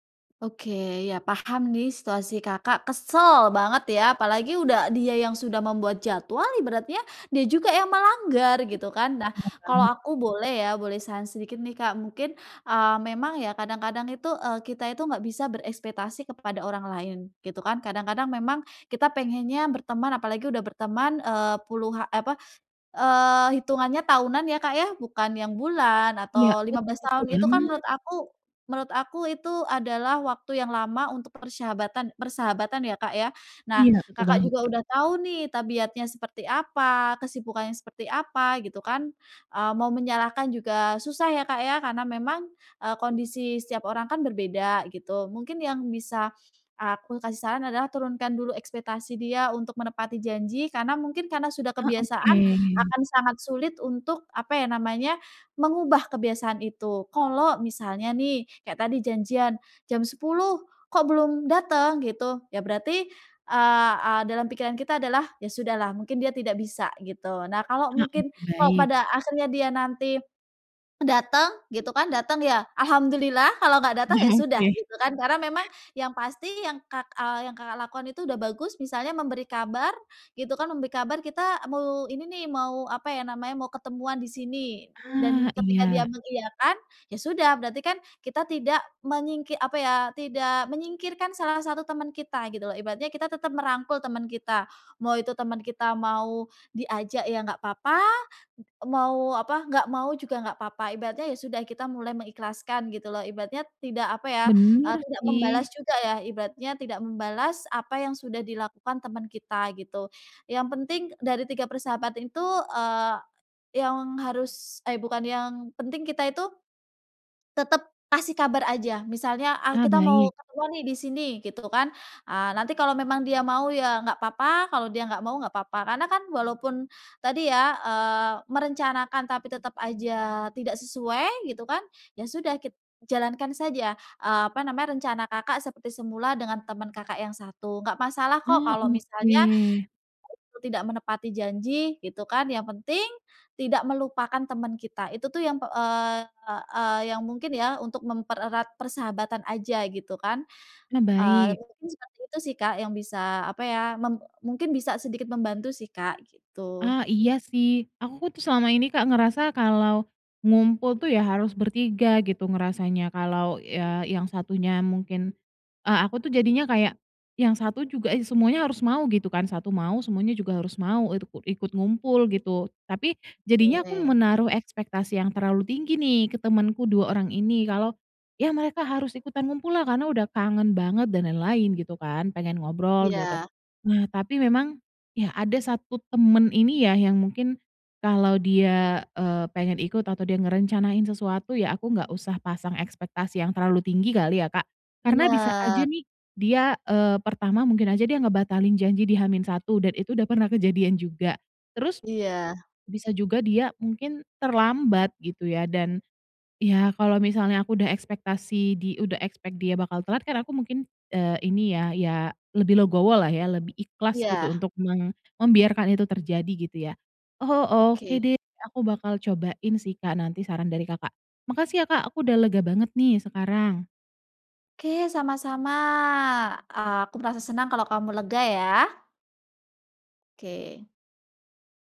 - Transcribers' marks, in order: stressed: "kesel"; other background noise; laughing while speaking: "Ah oke"
- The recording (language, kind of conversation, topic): Indonesian, advice, Bagaimana cara menyelesaikan konflik dengan teman yang sering terlambat atau tidak menepati janji?